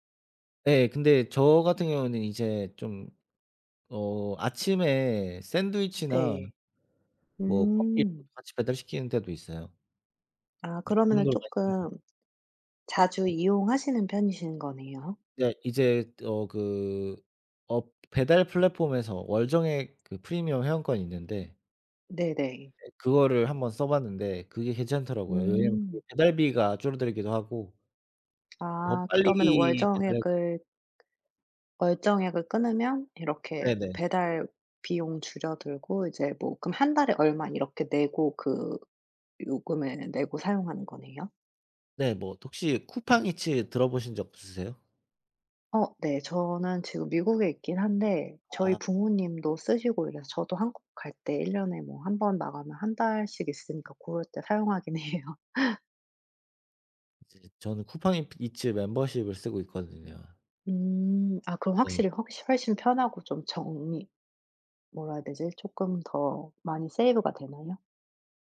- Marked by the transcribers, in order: other background noise; tapping; "줄어들고" said as "줄여들고"; laughing while speaking: "해요"; in English: "세이브가"
- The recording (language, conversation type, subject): Korean, unstructured, 음식 배달 서비스를 너무 자주 이용하는 것은 문제가 될까요?